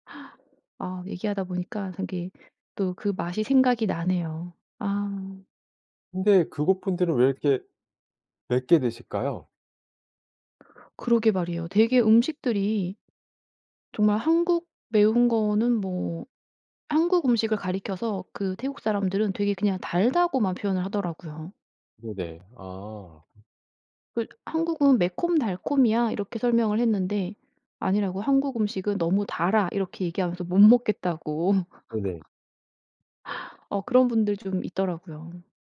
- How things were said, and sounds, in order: tapping; other background noise; laughing while speaking: "먹겠다고"; laugh
- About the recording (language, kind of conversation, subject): Korean, podcast, 음식 때문에 생긴 웃긴 에피소드가 있나요?